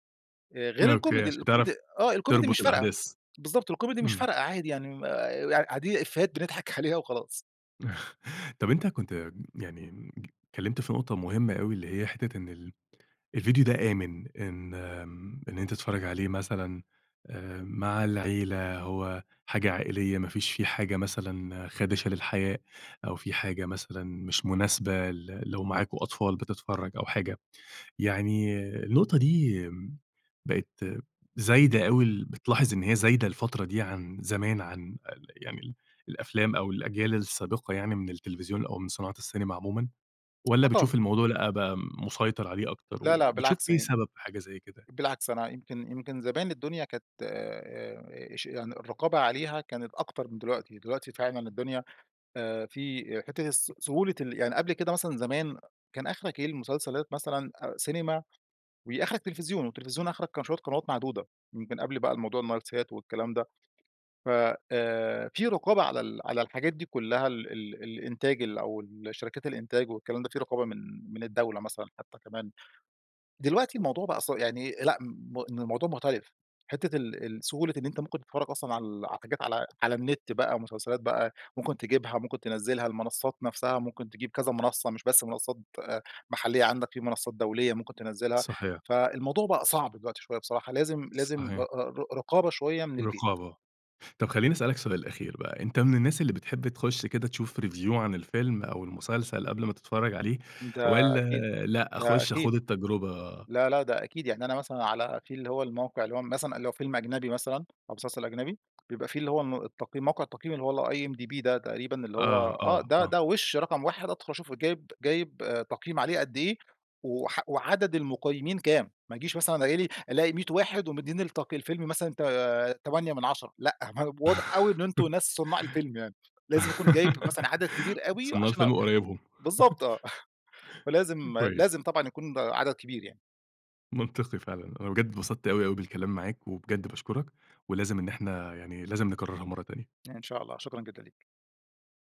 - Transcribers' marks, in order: laughing while speaking: "عليها"; chuckle; tapping; other background noise; in English: "review"; laugh; chuckle
- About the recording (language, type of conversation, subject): Arabic, podcast, إيه أكتر حاجة بتشدك في بداية الفيلم؟